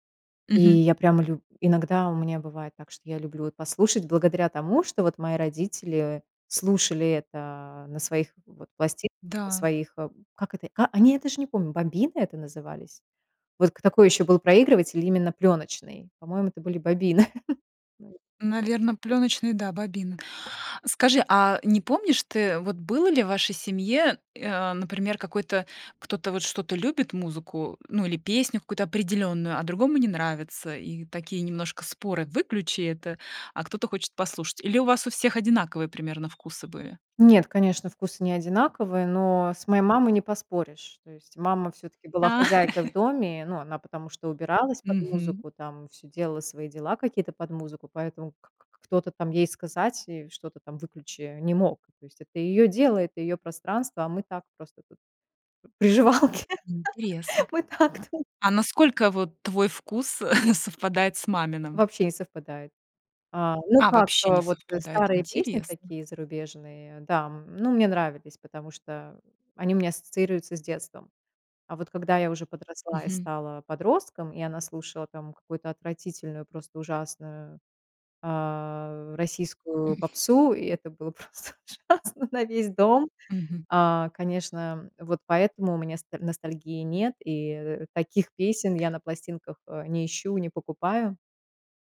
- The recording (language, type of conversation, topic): Russian, podcast, Куда вы обычно обращаетесь за музыкой, когда хочется поностальгировать?
- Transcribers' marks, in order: laugh; other background noise; tapping; chuckle; laughing while speaking: "приживалки"; laugh; laughing while speaking: "ту"; chuckle; other noise; laughing while speaking: "просто ужасно"